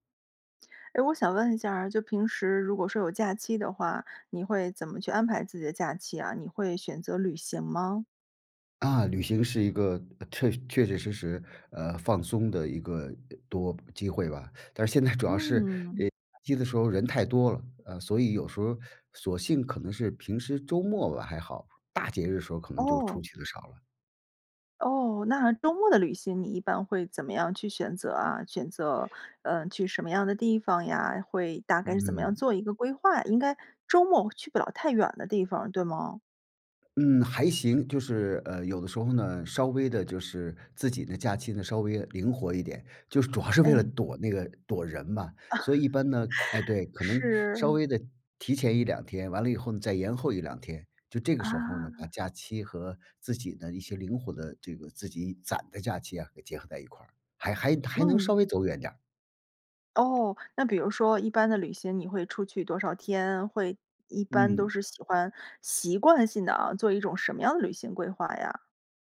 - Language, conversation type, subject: Chinese, podcast, 你如何在旅行中发现新的视角？
- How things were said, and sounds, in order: laughing while speaking: "现在"; laughing while speaking: "主要是"; laugh